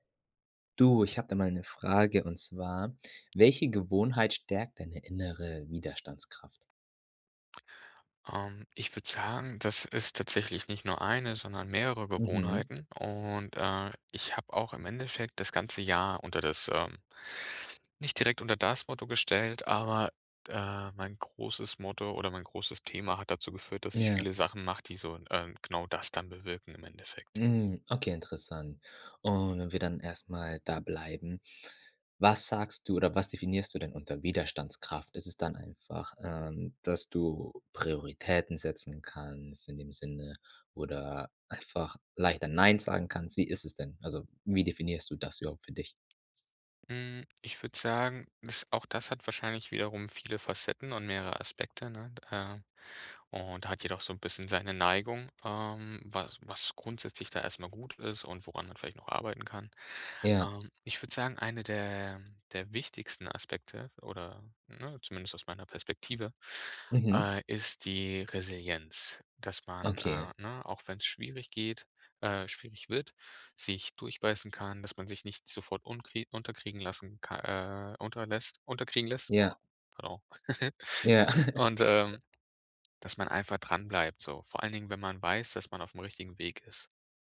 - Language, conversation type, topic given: German, podcast, Welche Gewohnheit stärkt deine innere Widerstandskraft?
- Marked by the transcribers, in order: background speech; giggle